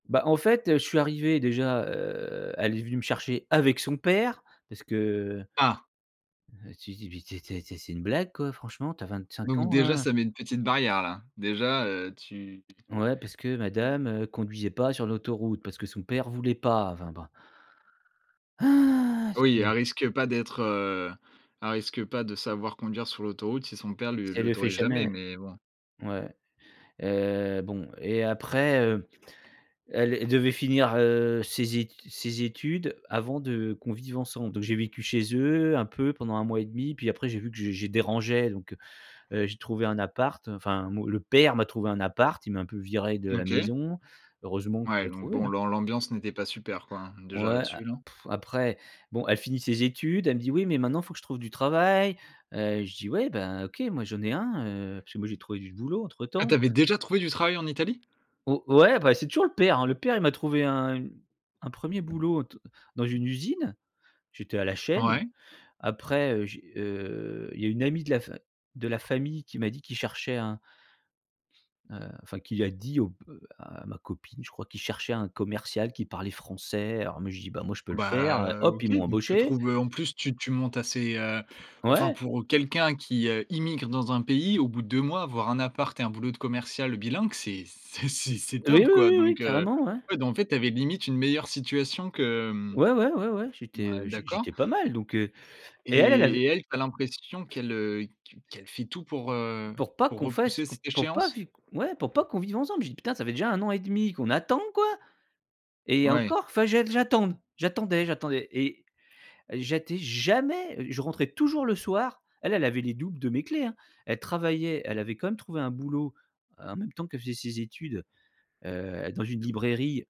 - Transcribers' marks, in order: drawn out: "heu"; stressed: "avec"; other noise; sigh; stressed: "père"; sigh; surprised: "Ah, tu avais déjà trouvé du travail en Italie ?"; stressed: "déjà"; stressed: "père"; tapping; other background noise; laughing while speaking: "c'est c'est c'est top"
- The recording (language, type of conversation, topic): French, podcast, Qu’est-ce qui t’a poussé(e) à t’installer à l’étranger ?